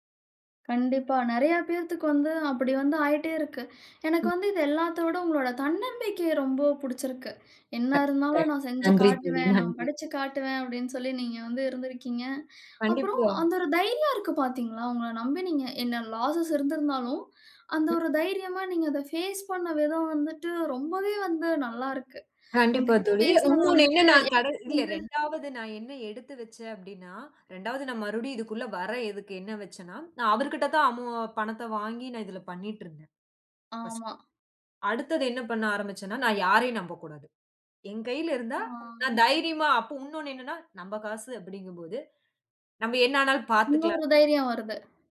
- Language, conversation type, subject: Tamil, podcast, புதிய ஆர்வத்தைத் தொடங்கியபோது உங்களுக்கு என்னென்ன தடைகள் வந்தன?
- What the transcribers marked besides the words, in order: unintelligible speech; laughing while speaking: "நன்றி"; in English: "லாஸஸ்"; in English: "பேஸ்"; in English: "பர்ஸ்ட்டு"